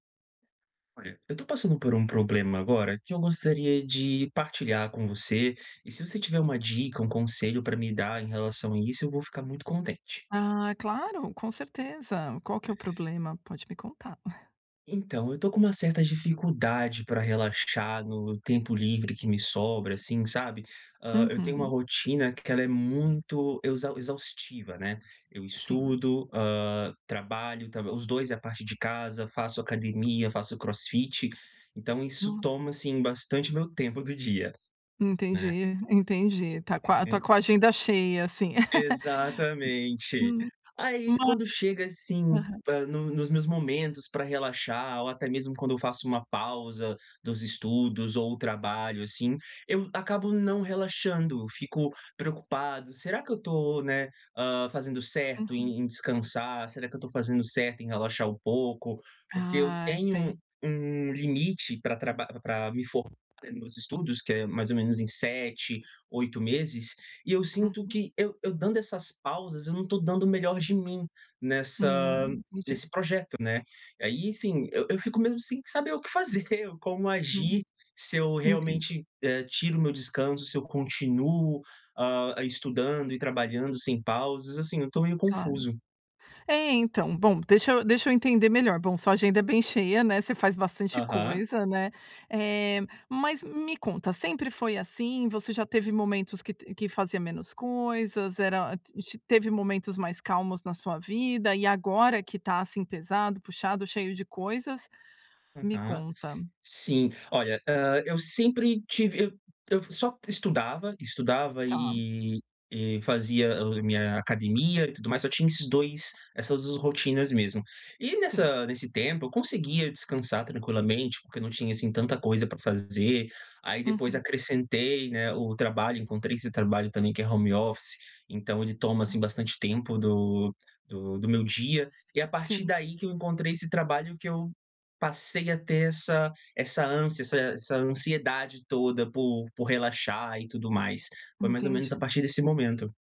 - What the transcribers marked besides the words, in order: chuckle; laugh; other background noise
- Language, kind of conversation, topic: Portuguese, advice, Por que não consigo relaxar no meu tempo livre, mesmo quando tento?